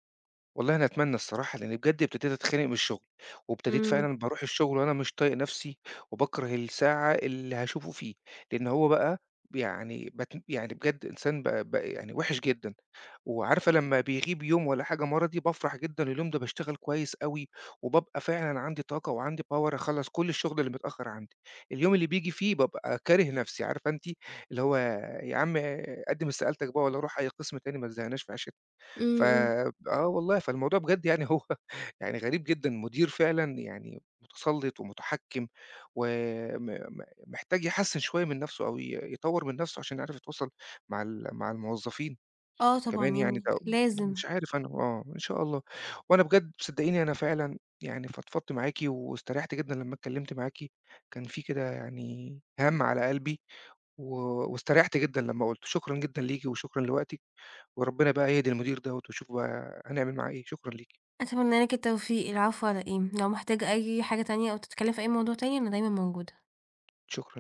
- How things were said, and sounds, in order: in English: "power"; laughing while speaking: "هو"; tapping
- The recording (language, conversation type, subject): Arabic, advice, إزاي أتعامل مع مدير متحكم ومحتاج يحسّن طريقة التواصل معايا؟